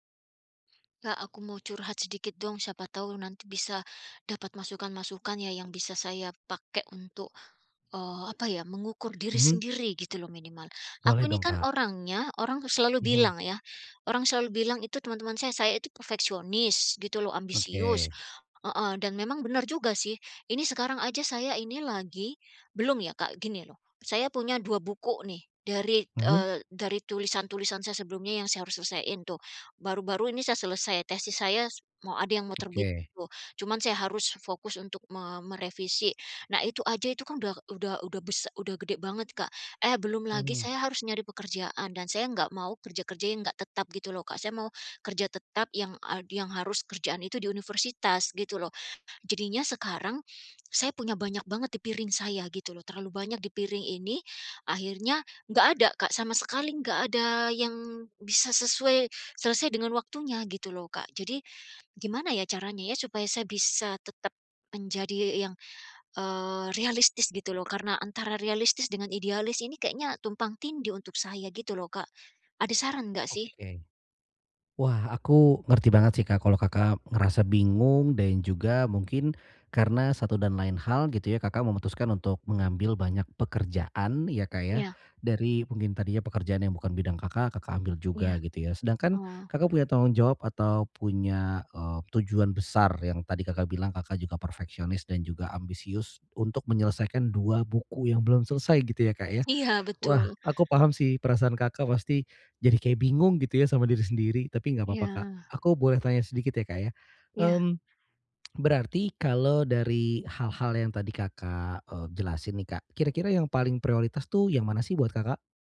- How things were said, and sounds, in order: tsk
- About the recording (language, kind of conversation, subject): Indonesian, advice, Bagaimana cara menetapkan tujuan kreatif yang realistis dan terukur?